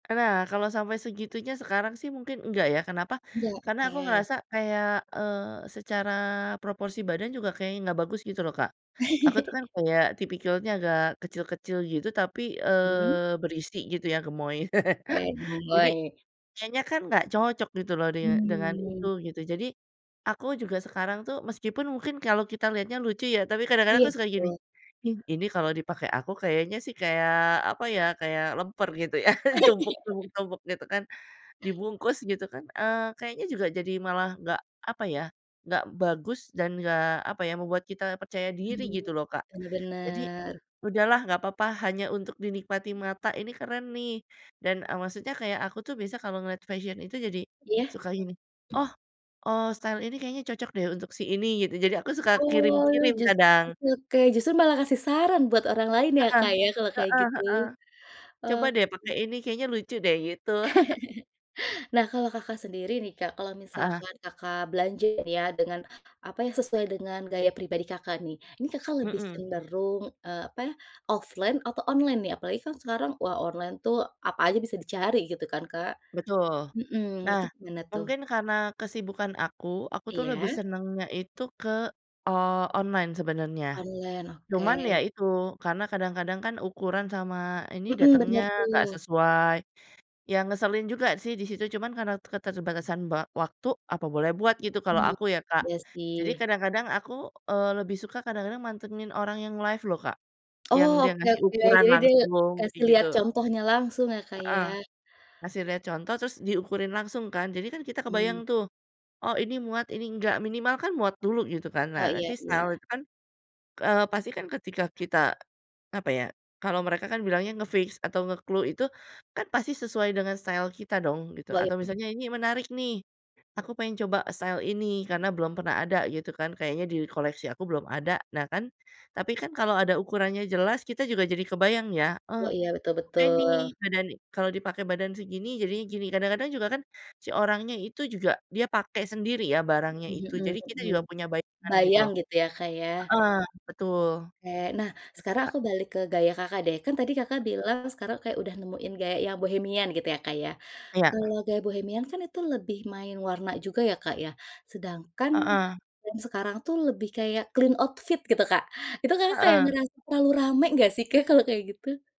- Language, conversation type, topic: Indonesian, podcast, Bagaimana cara membedakan tren yang benar-benar cocok dengan gaya pribadi Anda?
- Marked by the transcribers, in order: chuckle; chuckle; laughing while speaking: "ya"; chuckle; unintelligible speech; other background noise; tapping; in English: "style"; unintelligible speech; chuckle; in English: "offline"; in English: "live"; in English: "style"; in English: "nge-fix"; in English: "nge-clue"; in English: "style"; in English: "style"; unintelligible speech; in English: "brand"; in English: "clean outfit"